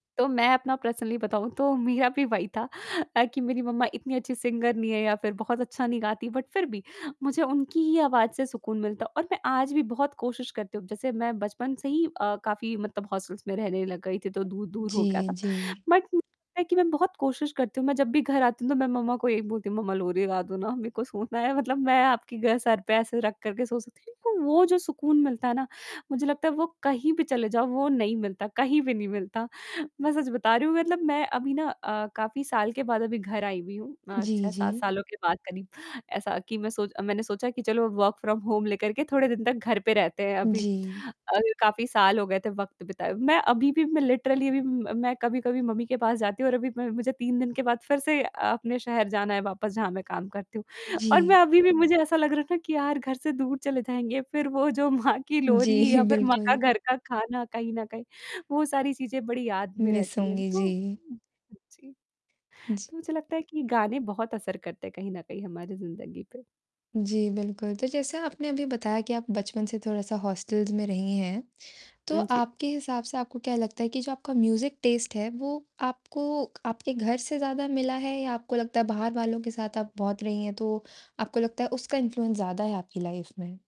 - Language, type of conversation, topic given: Hindi, podcast, परिवार का संगीत आपकी पसंद को कैसे प्रभावित करता है?
- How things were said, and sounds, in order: static; in English: "पर्सनली"; laughing while speaking: "मेरा भी वही था"; in English: "सिंगर"; in English: "बट"; in English: "हॉस्टल्स"; in English: "बट"; distorted speech; laughing while speaking: "सोना"; in English: "वर्क फ्रॉम होम"; in English: "लिटरली"; laughing while speaking: "जी, बिल्कुल"; laughing while speaking: "माँ की लोरी या फिर माँ का घर का खाना"; in English: "मिस"; in English: "हॉस्टल्स"; in English: "म्यूज़िक टेस्ट"; in English: "इन्फ्लुएंस"; in English: "लाइफ़"